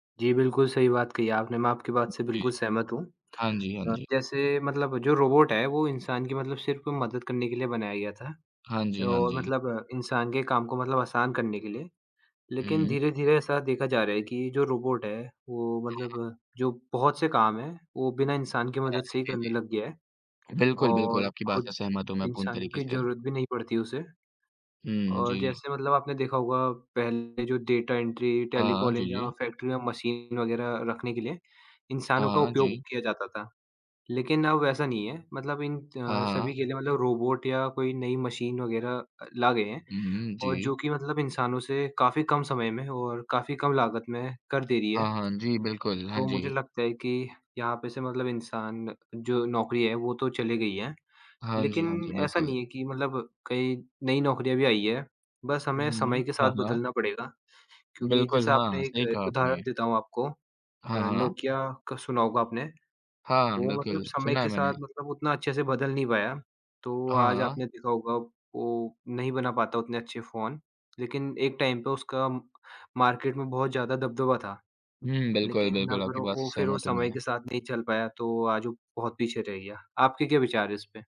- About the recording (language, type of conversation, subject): Hindi, unstructured, क्या आपको लगता है कि रोबोट इंसानों की नौकरियाँ छीन लेंगे?
- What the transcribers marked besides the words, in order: other background noise; lip smack; tapping; in English: "टेलीकॉलिंग"; in English: "फैक्ट्री"; in English: "टाइम"; in English: "मार्केट"